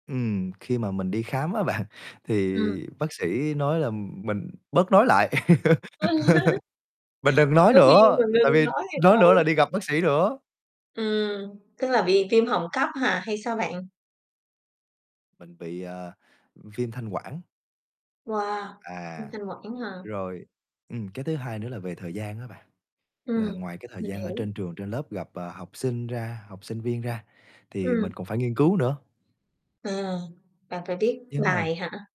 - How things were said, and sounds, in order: laughing while speaking: "bạn"; distorted speech; laugh; chuckle; other background noise; static
- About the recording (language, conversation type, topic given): Vietnamese, podcast, Hành trình sự nghiệp của bạn bắt đầu như thế nào?